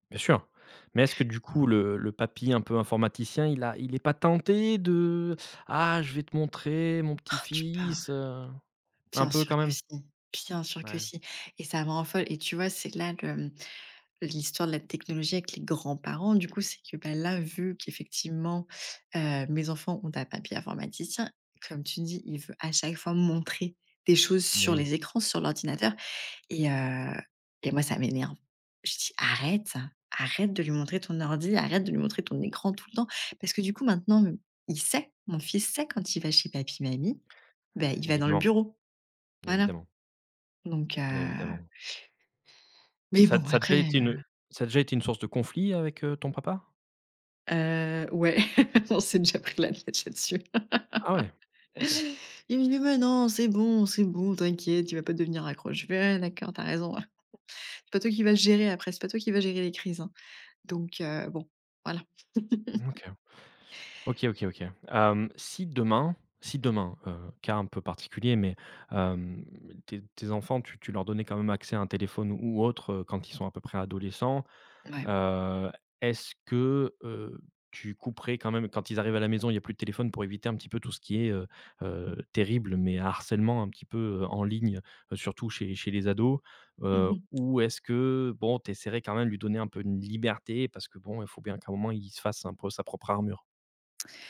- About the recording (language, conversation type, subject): French, podcast, Comment la technologie transforme-t-elle les liens entre grands-parents et petits-enfants ?
- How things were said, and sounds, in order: blowing; stressed: "bien"; stressed: "grands-parents"; stressed: "montrer"; stressed: "Arrête"; stressed: "sait"; laugh; laughing while speaking: "On s'est déjà pris la tête là-dessus"; laugh; chuckle; laugh; throat clearing; tapping